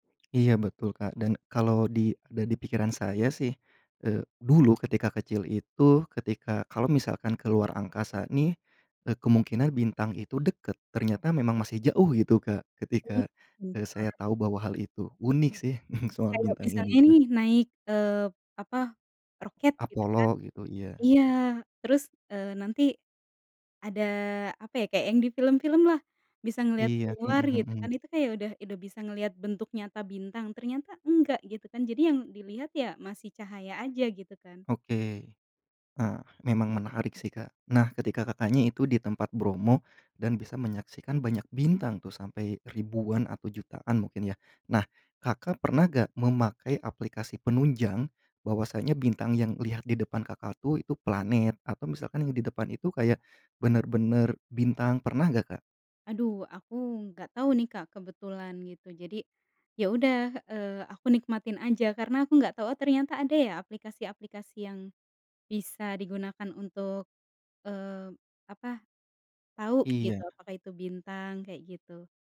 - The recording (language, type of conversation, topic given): Indonesian, podcast, Bagaimana rasanya melihat langit yang benar-benar gelap dan penuh bintang?
- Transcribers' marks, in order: tongue click; other background noise; chuckle; tapping